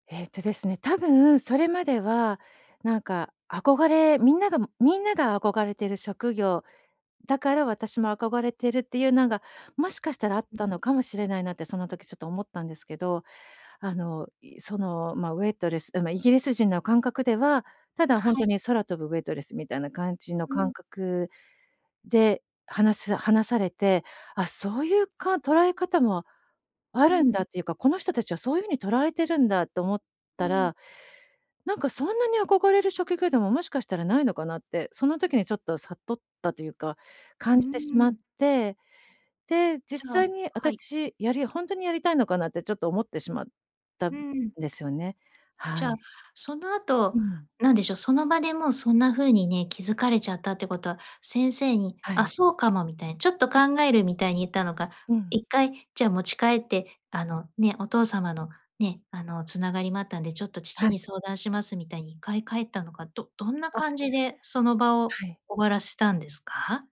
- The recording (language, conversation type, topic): Japanese, podcast, 進路を変えたきっかけは何でしたか？
- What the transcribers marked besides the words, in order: other background noise; tapping; other noise